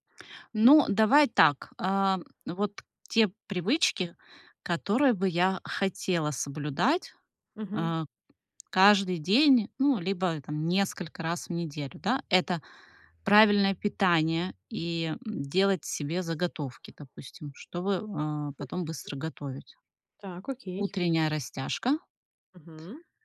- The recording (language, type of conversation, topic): Russian, advice, Как мне не пытаться одновременно сформировать слишком много привычек?
- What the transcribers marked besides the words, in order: tapping; unintelligible speech